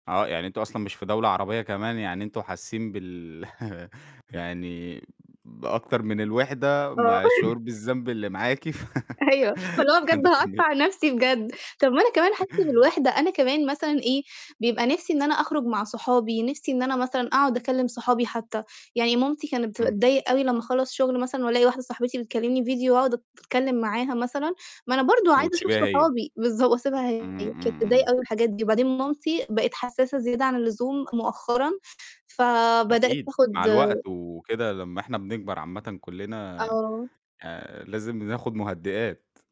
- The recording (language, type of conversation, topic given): Arabic, podcast, إزاي أتعامل مع إحساس الذنب لما آخد وقت لنفسي؟
- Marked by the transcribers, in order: laugh; laugh; laughing while speaking: "أيوه"; laugh; laughing while speaking: "عندِك كم"; distorted speech; tapping